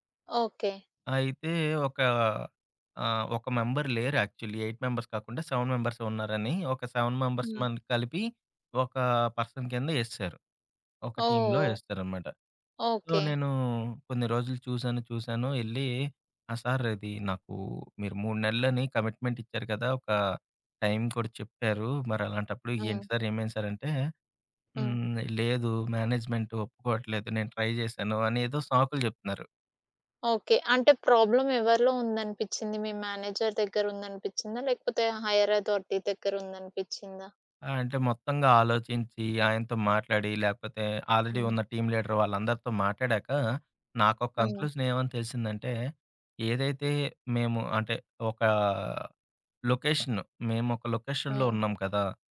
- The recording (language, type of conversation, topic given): Telugu, podcast, నిరాశను ఆశగా ఎలా మార్చుకోవచ్చు?
- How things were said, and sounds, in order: in English: "మెంబర్"; in English: "యాక్చువల్లీ, ఎయిట్ మెంబర్స్"; in English: "సెవెన్ మెంబర్స్"; in English: "సెవెన్ మెంబెర్స్"; in English: "పర్సన్"; in English: "టీమ్‌లో"; in English: "సో"; in English: "ఆహ్, సార్"; in English: "కమిట్మెంట్"; other background noise; in English: "ఏంటి సార్?"; in English: "సార్?"; in English: "మేనేజ్మెంట్"; in English: "ట్రై"; in English: "ప్రాబ్లమ్"; in English: "మేనేజర్"; in English: "హైయర్ అథారిటీ"; tapping; in English: "ఆల్రెడీ"; in English: "టీమ్ లీడర్"; in English: "కంక్లూజన్"; in English: "లొకేషన్"; in English: "లొకేషన్‌లో"